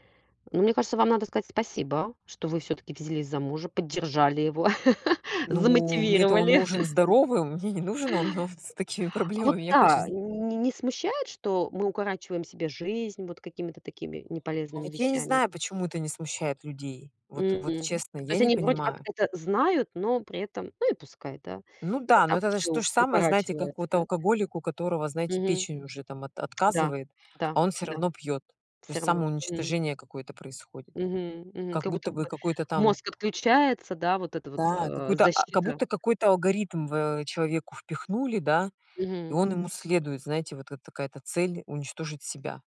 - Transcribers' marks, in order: other background noise; chuckle; laughing while speaking: "мне не нужен он он с такими проблемами"; tapping
- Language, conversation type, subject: Russian, unstructured, Почему так трудно убедить человека отказаться от вредных привычек?